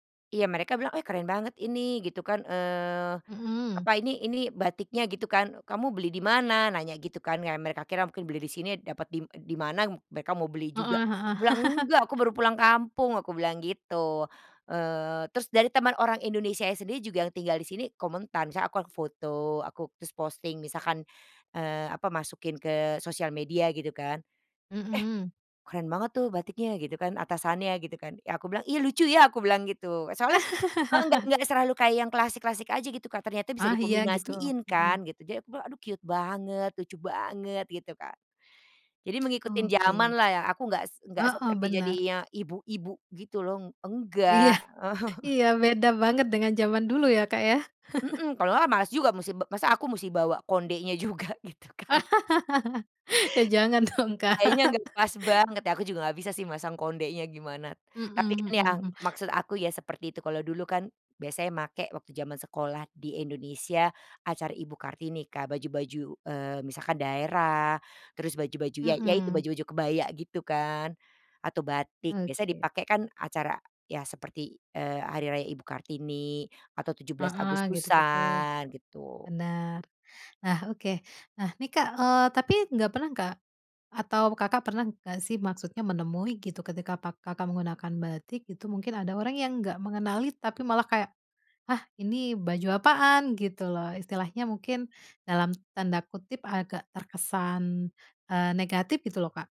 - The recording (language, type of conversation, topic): Indonesian, podcast, Apa inspirasi gaya dari budaya Indonesia yang kamu gunakan?
- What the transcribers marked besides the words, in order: laugh; laugh; in English: "cute"; chuckle; chuckle; laughing while speaking: "juga gitu kan?"; laugh; laughing while speaking: "dong Kak"; laugh